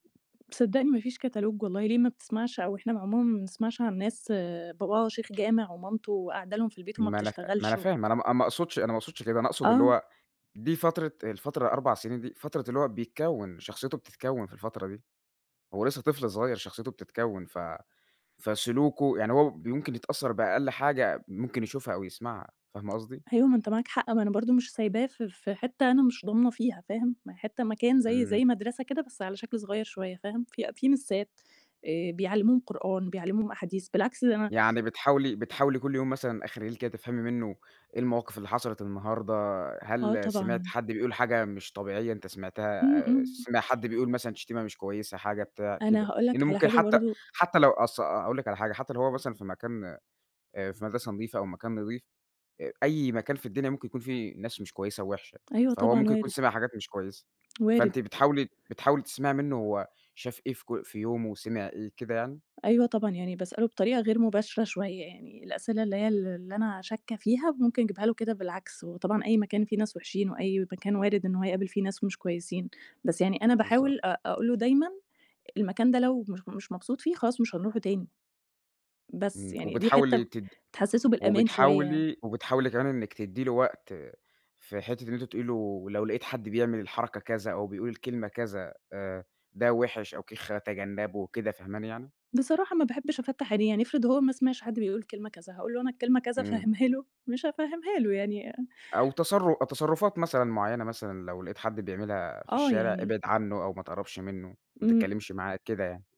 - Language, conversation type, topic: Arabic, podcast, إزاي بتوازن بين الشغل وحياتك الشخصية؟
- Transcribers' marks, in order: tapping; in English: "catalogue"